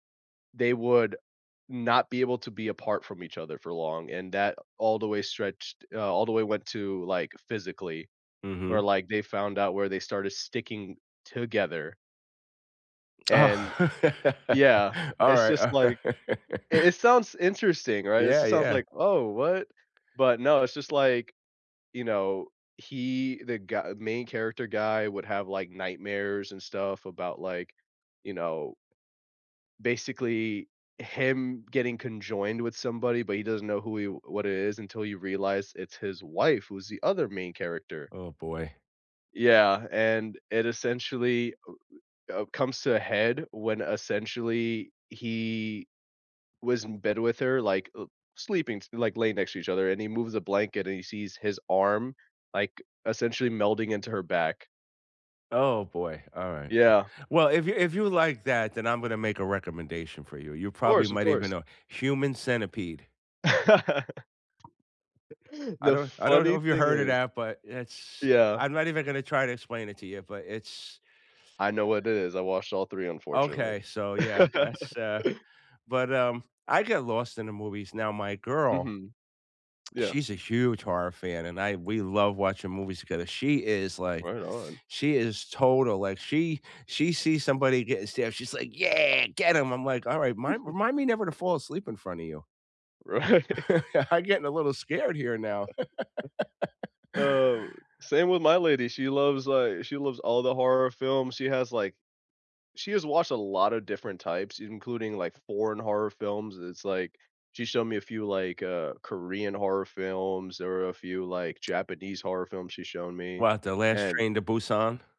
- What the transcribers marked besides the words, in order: laughing while speaking: "Oh"; laugh; laughing while speaking: "alright"; stressed: "wife"; other background noise; laugh; laugh; chuckle; laughing while speaking: "Right"; chuckle; chuckle; laugh
- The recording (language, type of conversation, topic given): English, unstructured, What makes something you watch a must-see for you—and worth recommending to friends?
- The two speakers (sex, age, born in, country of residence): male, 30-34, United States, United States; male, 60-64, United States, United States